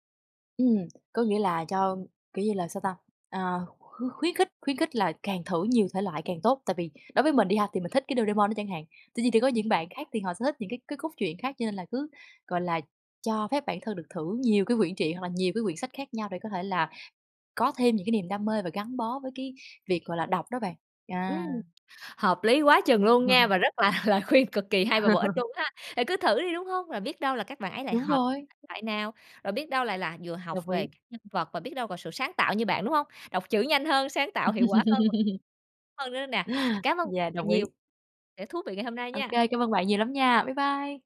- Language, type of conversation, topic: Vietnamese, podcast, Bạn có kỷ niệm nào gắn liền với những cuốn sách truyện tuổi thơ không?
- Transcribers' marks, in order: tapping; horn; laugh; laughing while speaking: "lời khuyên"; laugh; laugh